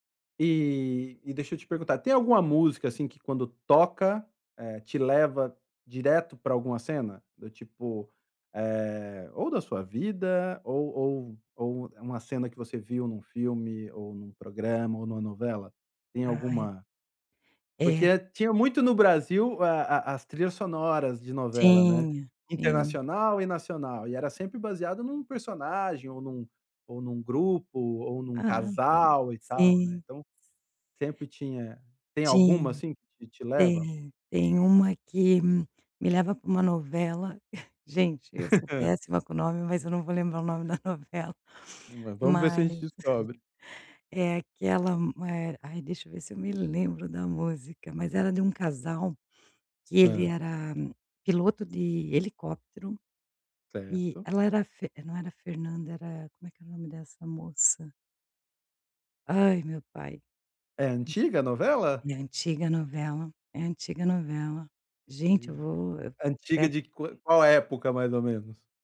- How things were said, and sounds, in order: tapping; other background noise; chuckle; chuckle; laughing while speaking: "da novela"; chuckle; unintelligible speech
- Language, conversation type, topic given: Portuguese, podcast, De que forma uma novela, um filme ou um programa influenciou as suas descobertas musicais?